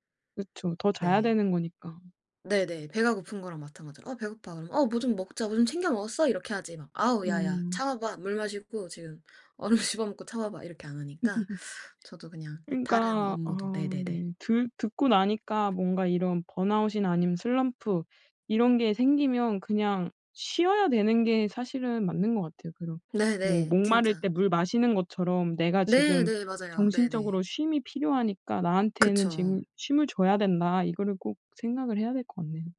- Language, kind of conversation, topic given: Korean, podcast, 창작이 막힐 때 어떻게 풀어내세요?
- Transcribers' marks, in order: laughing while speaking: "얼음"; laugh; teeth sucking; other background noise